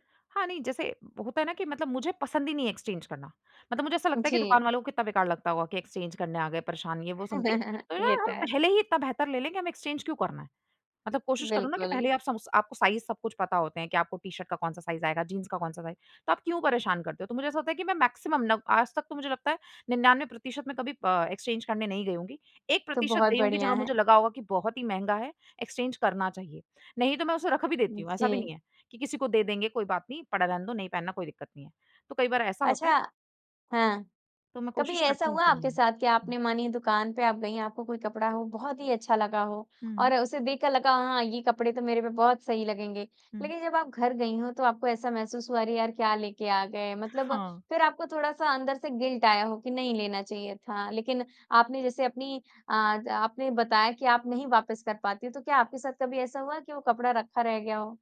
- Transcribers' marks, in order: in English: "एक्सचेंज"; in English: "एक्सचेंज"; giggle; in English: "समथिंग"; in English: "एक्सचेंज"; in English: "साइज़"; in English: "साइज़"; in English: "साइज़"; in English: "मैक्सिमम"; in English: "एक्सचेंज"; in English: "एक्सचेंज"; in English: "गिल्ट"
- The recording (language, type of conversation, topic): Hindi, podcast, आप किस तरह के कपड़े पहनकर सबसे ज़्यादा आत्मविश्वास महसूस करते हैं?